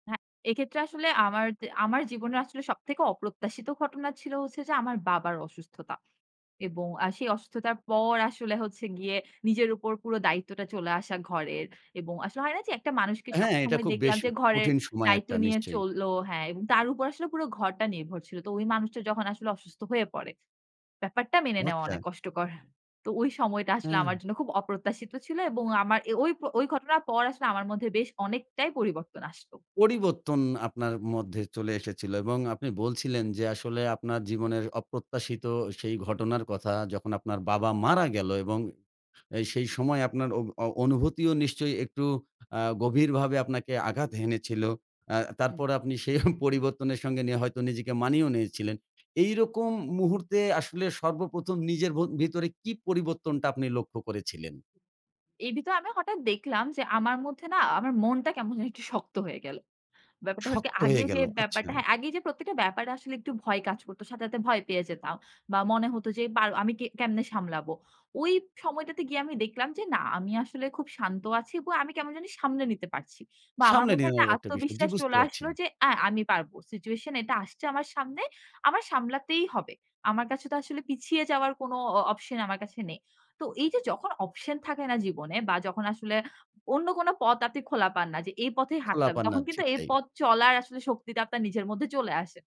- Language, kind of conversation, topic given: Bengali, podcast, আপনি অপ্রত্যাশিত পরিবর্তনের সঙ্গে কীভাবে মানিয়ে নেন?
- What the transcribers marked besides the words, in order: laughing while speaking: "সেই"